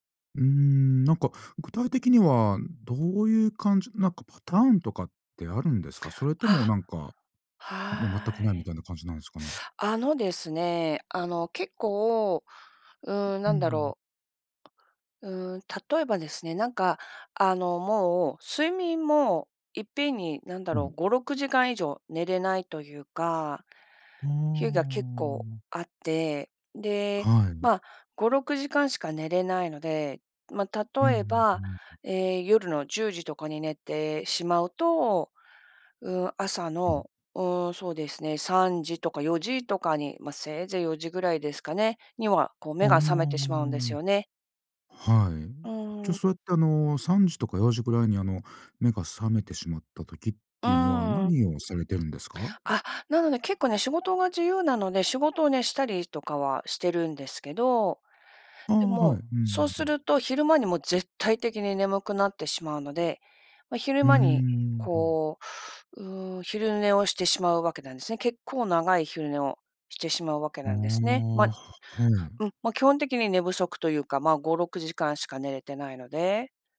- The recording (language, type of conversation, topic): Japanese, advice, 生活リズムが乱れて眠れず、健康面が心配なのですがどうすればいいですか？
- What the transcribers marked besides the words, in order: other noise; tapping; other background noise